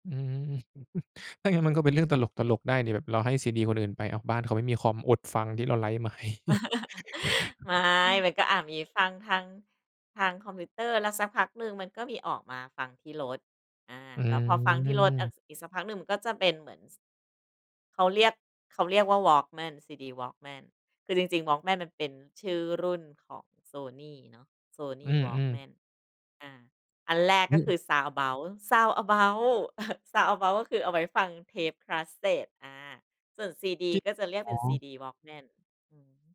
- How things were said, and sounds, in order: chuckle; chuckle; laughing while speaking: "ให้"; chuckle; chuckle
- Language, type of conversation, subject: Thai, podcast, คุณมีประสบการณ์แลกเทปหรือซีดีสมัยก่อนอย่างไรบ้าง?